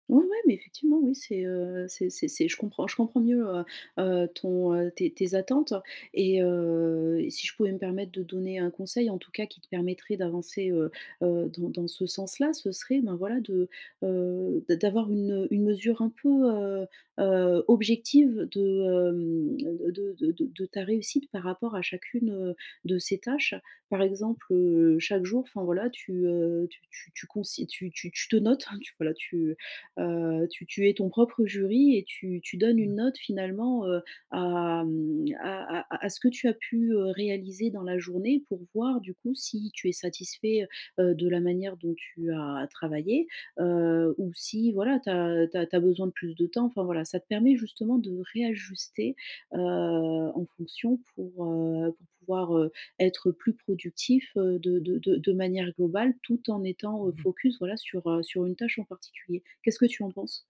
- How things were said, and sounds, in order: none
- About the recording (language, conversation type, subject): French, advice, Comment puis-je suivre facilement mes routines et voir mes progrès personnels ?